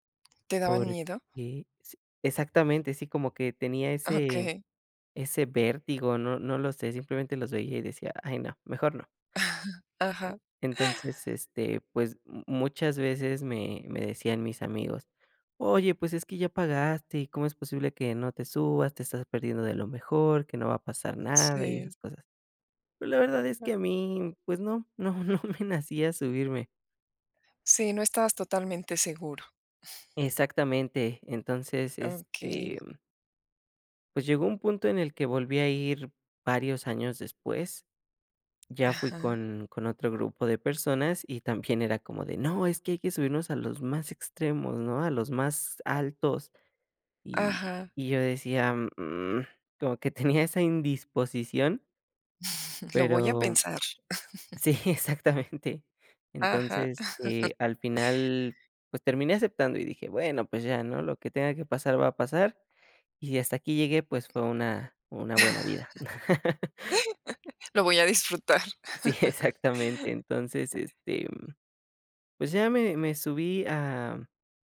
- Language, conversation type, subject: Spanish, podcast, ¿Alguna vez un pequeño riesgo te ha dado una alegría enorme?
- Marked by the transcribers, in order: giggle; laughing while speaking: "exactamente"; chuckle; other background noise; chuckle; laugh; chuckle; chuckle